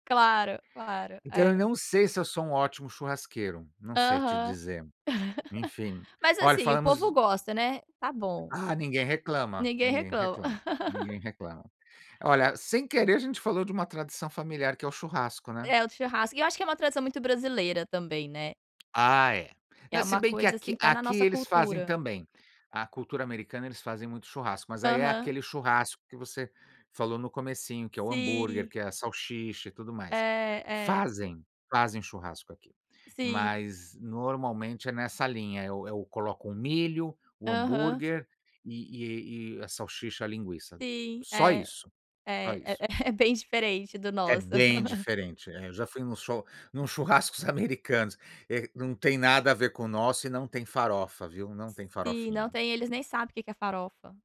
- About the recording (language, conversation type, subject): Portuguese, unstructured, Qual tradição familiar você considera mais especial?
- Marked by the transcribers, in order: laugh; tapping; laugh; other background noise; in English: "hambúrguer"; "salsicha" said as "salchiça"; in English: "hambúrguer"; "salsicha" said as "salchiça"; chuckle; laughing while speaking: "bem diferente do nosso"; chuckle; laughing while speaking: "num churrascos americanos"